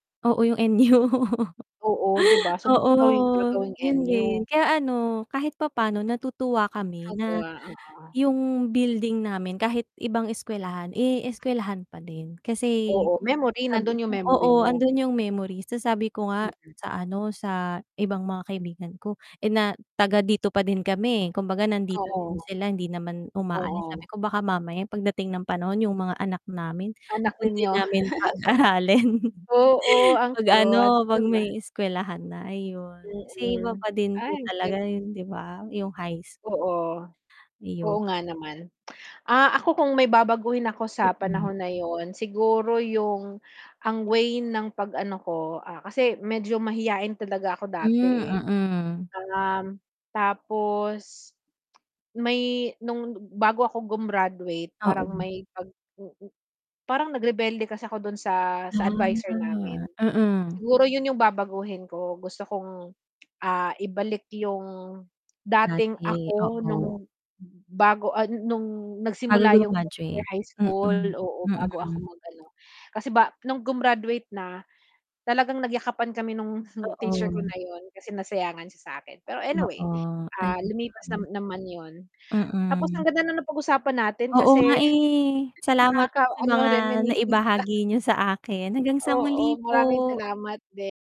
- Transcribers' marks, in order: mechanical hum; laughing while speaking: "N-U"; distorted speech; chuckle; other noise; laughing while speaking: "pag-aralin"; tapping; chuckle
- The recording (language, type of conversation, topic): Filipino, unstructured, Paano mo ilalarawan ang karanasan mo sa paaralan, at ano ang mga bagay na gusto mo at hindi mo gusto rito?
- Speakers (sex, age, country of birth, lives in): female, 30-34, Philippines, Philippines; female, 40-44, Philippines, Philippines